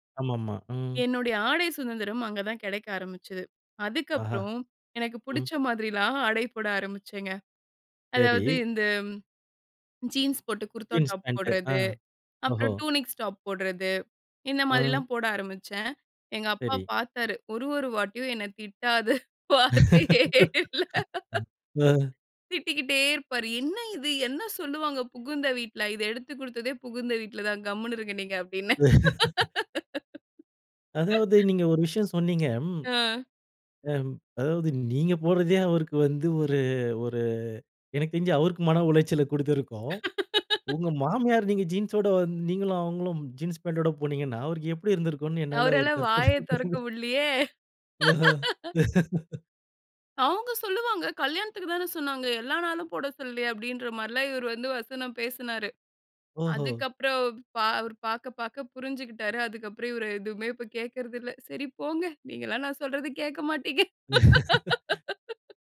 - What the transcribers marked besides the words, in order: laughing while speaking: "மாதிரில்லாம் ஆடை போட ஆரம்பிச்சேங்க"; horn; in English: "டூனிக்ஸ் டாப்"; laugh; laughing while speaking: "வார்த்தயே இல்ல"; laugh; laugh; laugh; laugh; laughing while speaking: "பண்"; laughing while speaking: "ஆஹா"; laugh; laugh
- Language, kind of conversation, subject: Tamil, podcast, புதிய தோற்றம் உங்கள் உறவுகளுக்கு எப்படி பாதிப்பு கொடுத்தது?